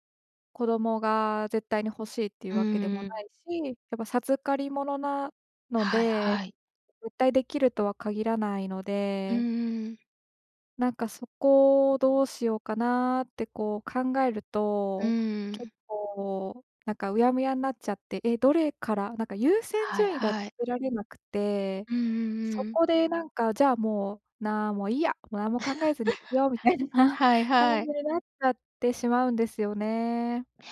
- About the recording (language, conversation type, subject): Japanese, advice, 将来のためのまとまった貯金目標が立てられない
- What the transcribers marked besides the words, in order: laugh; laughing while speaking: "みたいな"